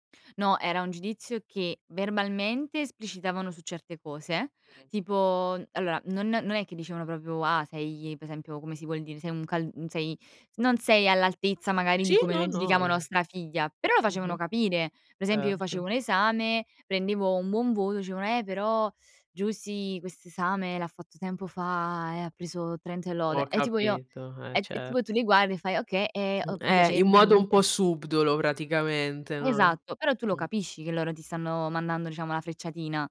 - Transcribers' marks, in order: "proprio" said as "propio"; other background noise; unintelligible speech
- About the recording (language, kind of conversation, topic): Italian, podcast, Quali limiti andrebbero stabiliti con i suoceri, secondo te?